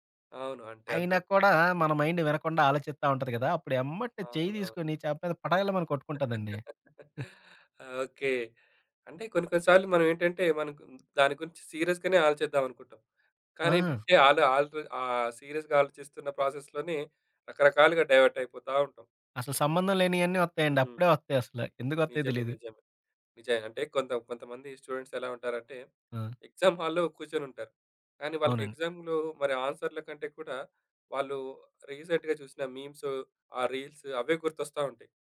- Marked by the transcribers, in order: in English: "మైండ్"; chuckle; other background noise; tapping; in English: "సీరియస్‍గానే"; chuckle; in English: "సీరియస్‍గా"; in English: "ప్రాసెస్‍లోనే"; in English: "డైవర్ట్"; in English: "స్టూడెంట్స్"; in English: "ఎగ్సామ్ హాల్‍లో"; in English: "రీసెంట్‍గా"; in English: "రీల్స్"
- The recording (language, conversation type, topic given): Telugu, podcast, ఆలోచనలు వేగంగా పరుగెత్తుతున్నప్పుడు వాటిని ఎలా నెమ్మదింపచేయాలి?